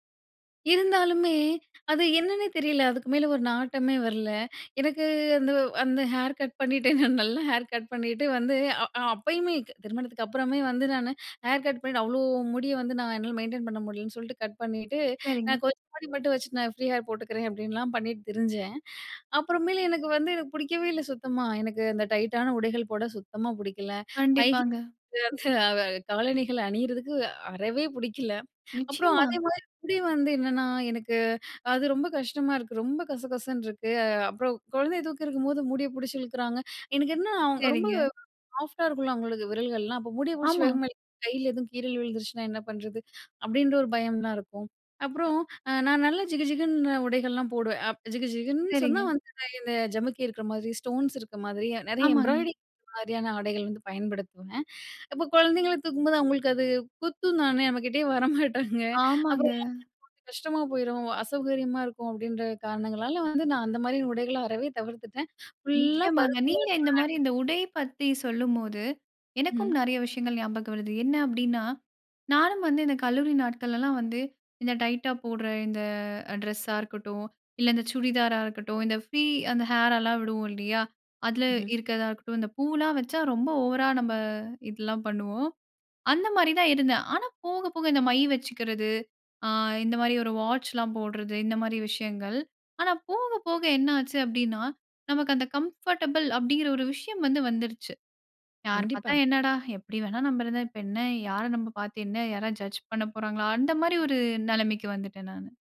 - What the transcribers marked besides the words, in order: laughing while speaking: "நல்ல ஹேர் கட் பண்ணிட்டு"; unintelligible speech; in English: "ஃப்ரீ ஹேர்"; unintelligible speech; laughing while speaking: "அந்த அ காலணிகள அணியிறதுக்கு அ அறவே புடிக்கல"; other background noise; in English: "எம்ப்ராய்டரிங்"; laughing while speaking: "நம்ம கிட்டேயே வர மாட்டாங்க"; unintelligible speech; laughing while speaking: "இதெல்லாம் பண்ணுவோம்"; in English: "கம்ஃபர்டபுள்"
- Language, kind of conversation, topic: Tamil, podcast, சில நேரங்களில் ஸ்டைலை விட வசதியை முன்னிலைப்படுத்துவீர்களா?